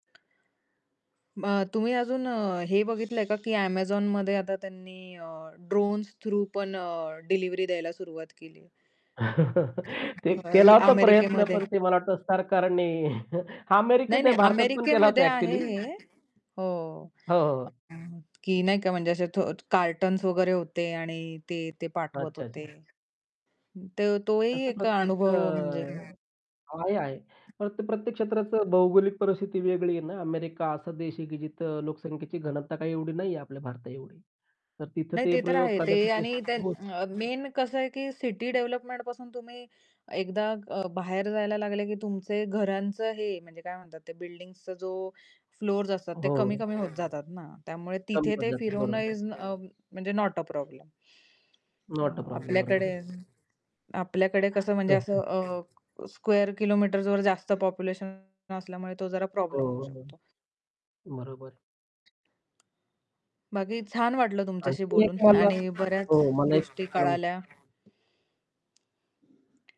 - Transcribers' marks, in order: mechanical hum; distorted speech; in English: "ड्रोन्सथ्रु"; chuckle; background speech; chuckle; other background noise; in English: "कार्टन्स"; in English: "मेन"; in English: "इस"; in English: "नॉट अ प्रॉब्लेम"; in English: "नोट अ प्रॉब्लेम"; unintelligible speech; in English: "स्क्वेअर किलोमीटर्सवर"; tapping; static; unintelligible speech
- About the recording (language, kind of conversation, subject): Marathi, podcast, भविष्यात ऑनलाइन खरेदीचा अनुभव कसा आणि किती वेगळा होईल?